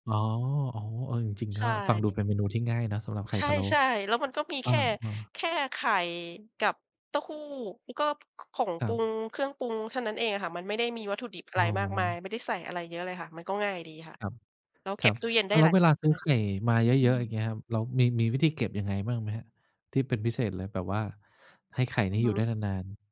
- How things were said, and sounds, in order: other background noise; tapping
- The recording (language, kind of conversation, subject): Thai, podcast, มีวัตถุดิบอะไรที่คุณต้องมีติดครัวไว้เสมอ และเอาไปทำเมนูอะไรได้บ้าง?